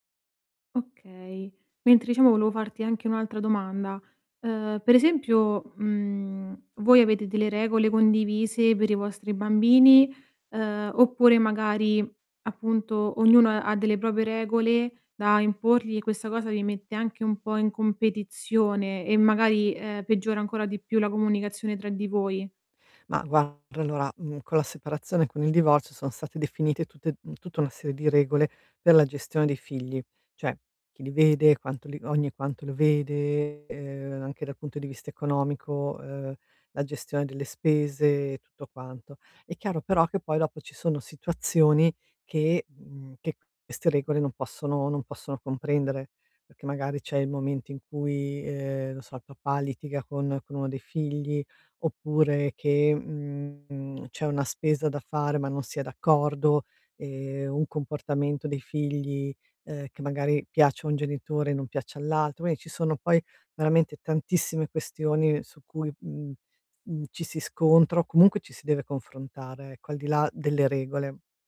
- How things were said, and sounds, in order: tapping; static; distorted speech; "Quindi" said as "quini"
- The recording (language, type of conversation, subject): Italian, advice, Come posso migliorare la comunicazione con l’altro genitore nella co-genitorialità?
- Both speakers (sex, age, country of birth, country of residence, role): female, 25-29, Italy, Italy, advisor; female, 55-59, Italy, Italy, user